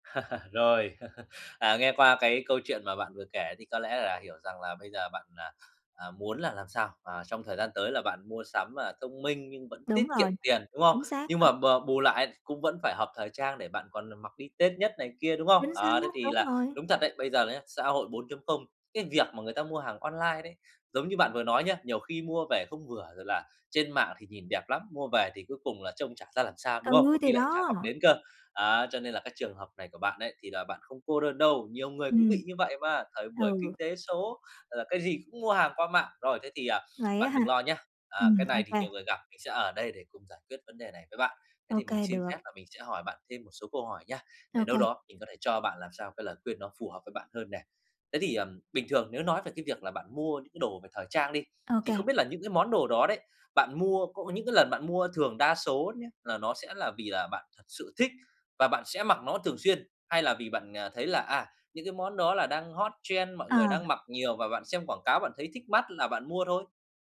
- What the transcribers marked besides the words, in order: laugh; chuckle; tapping; other background noise; in English: "hot trend"
- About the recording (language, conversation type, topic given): Vietnamese, advice, Làm sao để mua sắm hiệu quả và tiết kiệm mà vẫn hợp thời trang?